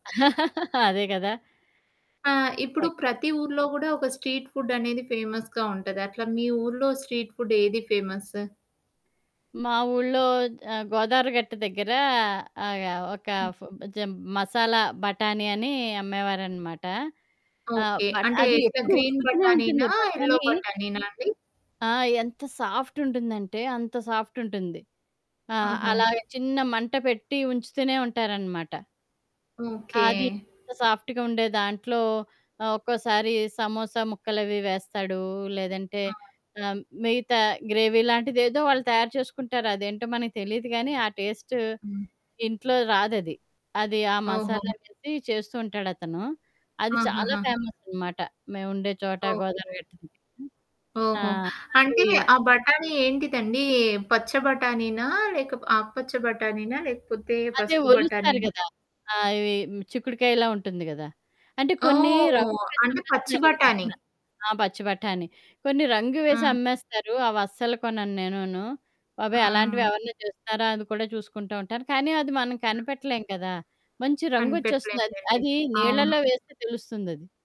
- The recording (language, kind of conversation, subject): Telugu, podcast, వీధి ఆహారాన్ని రుచి చూసే చిన్న ఆనందాన్ని సహజంగా ఎలా ఆస్వాదించి, కొత్త రుచులు ప్రయత్నించే ధైర్యం ఎలా పెంచుకోవాలి?
- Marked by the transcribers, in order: chuckle; other background noise; in English: "స్ట్రీట్ ఫుడ్"; in English: "ఫేమస్‌గా"; in English: "స్ట్రీట్ ఫుడ్"; in English: "బట్"; in English: "గ్రీన్"; in English: "ఎల్లో"; in English: "సాఫ్ట్"; in English: "సాఫ్ట్"; in English: "సాఫ్ట్‌గుండే"; in English: "గ్రేవీ"; static